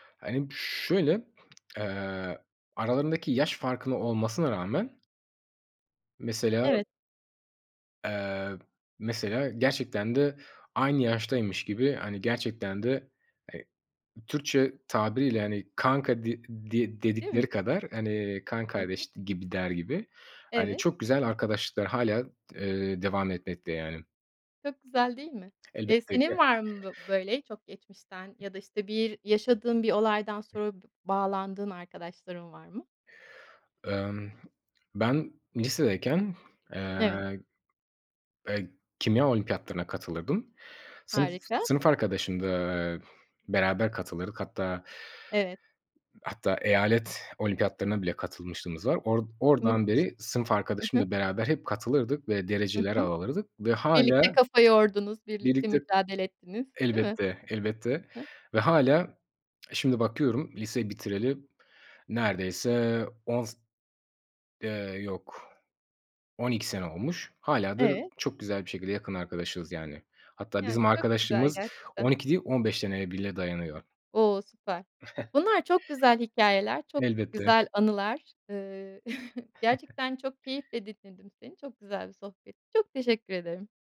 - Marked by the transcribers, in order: other background noise; chuckle; chuckle
- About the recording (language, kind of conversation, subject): Turkish, podcast, En sevdiğin diziyi neden seviyorsun, anlatır mısın?